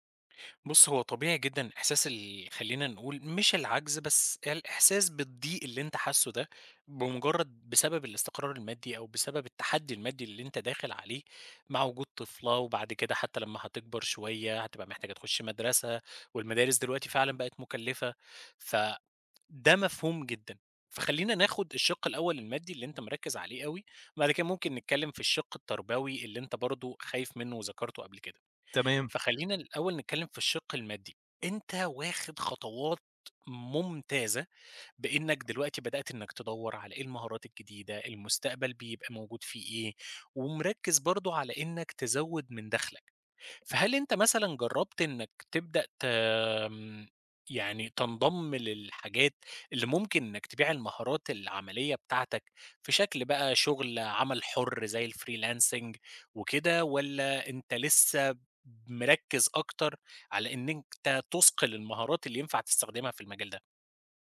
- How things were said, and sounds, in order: tapping; in English: "الfreelancing"
- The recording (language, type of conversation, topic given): Arabic, advice, إزاي كانت تجربتك أول مرة تبقى أب/أم؟